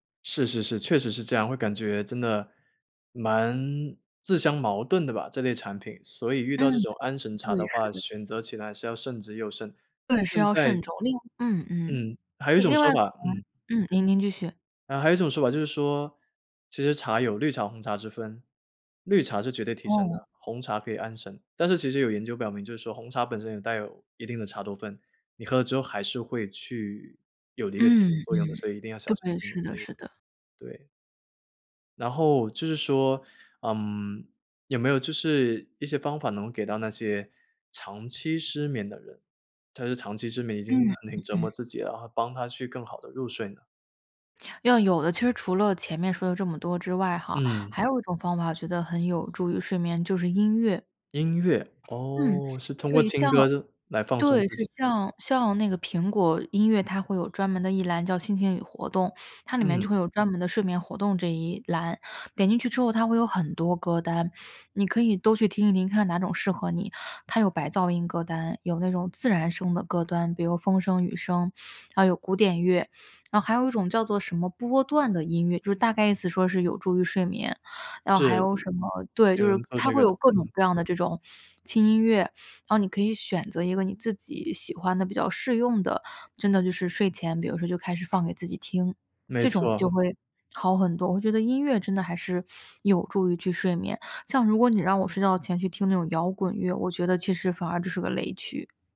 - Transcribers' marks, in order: tapping; "歌单" said as "歌端"
- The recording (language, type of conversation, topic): Chinese, podcast, 睡眠不好时你通常怎么办？